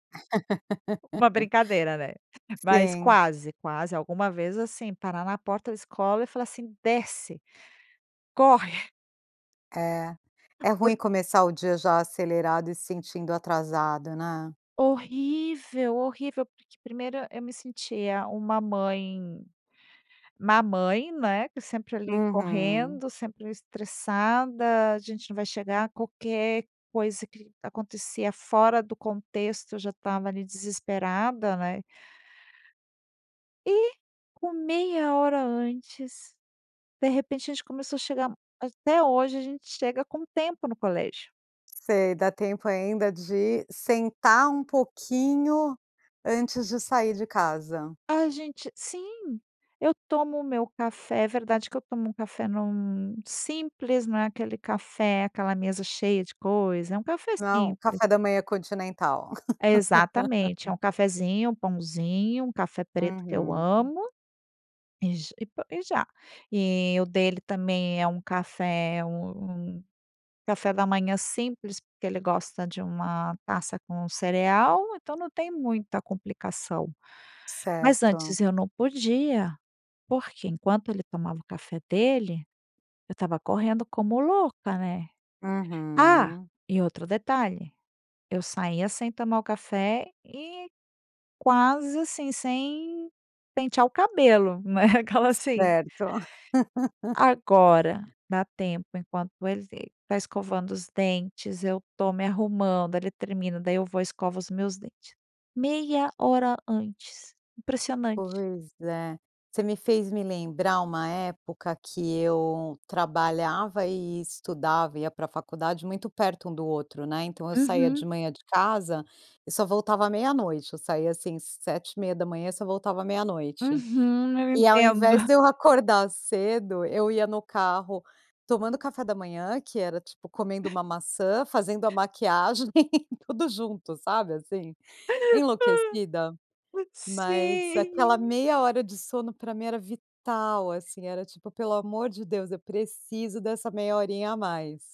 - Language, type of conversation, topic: Portuguese, podcast, Como você faz para reduzir a correria matinal?
- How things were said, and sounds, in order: laugh; tapping; other background noise; laugh; laughing while speaking: "né? Aquela"; laugh; laugh; laughing while speaking: "Sim"